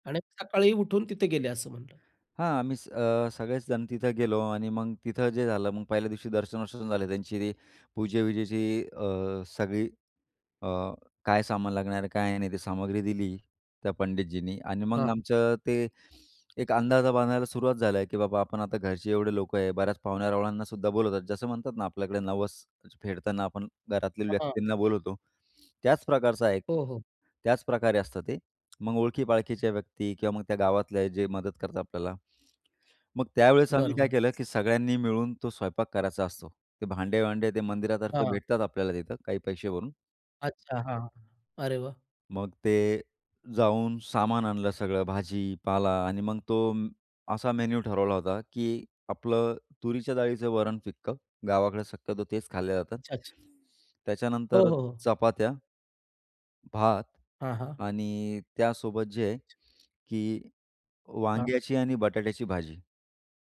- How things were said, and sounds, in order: tapping; other noise; other background noise
- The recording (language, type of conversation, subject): Marathi, podcast, तुम्ही एकत्र स्वयंपाक केलेला एखादा अनुभव आठवून सांगू शकाल का?